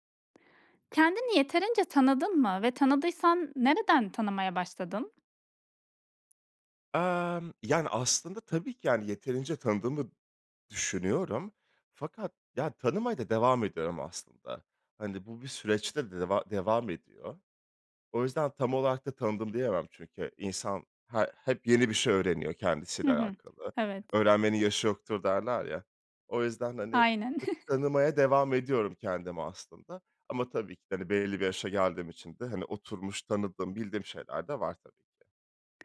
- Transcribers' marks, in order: tapping; chuckle
- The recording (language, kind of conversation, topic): Turkish, podcast, Kendini tanımaya nereden başladın?
- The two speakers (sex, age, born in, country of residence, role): female, 30-34, Turkey, Estonia, host; male, 30-34, Turkey, France, guest